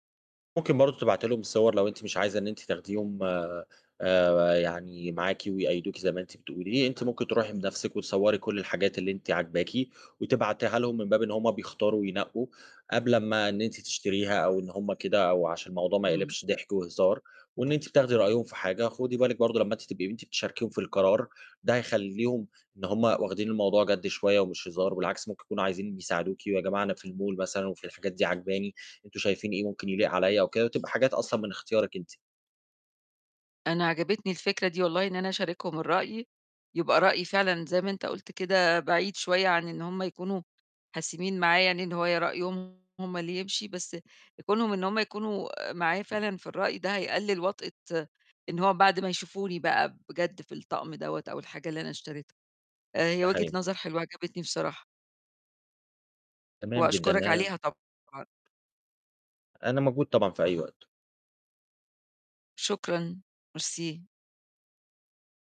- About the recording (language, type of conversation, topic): Arabic, advice, إزاي أغيّر شكلي بالطريقة اللي أنا عايزها من غير ما أبقى خايف من رد فعل اللي حواليا؟
- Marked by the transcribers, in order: static; in English: "الmall"; distorted speech; tapping; other background noise